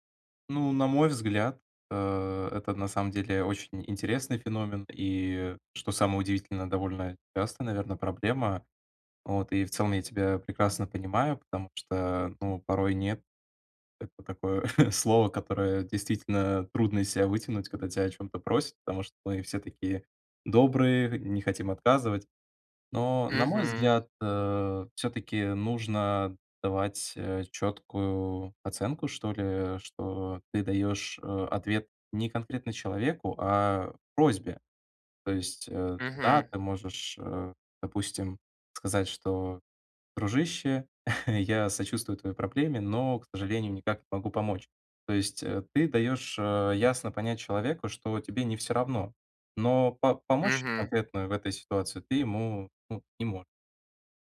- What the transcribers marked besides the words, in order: chuckle; chuckle
- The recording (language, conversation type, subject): Russian, advice, Как научиться говорить «нет», сохраняя отношения и личные границы в группе?
- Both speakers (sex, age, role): male, 20-24, advisor; male, 30-34, user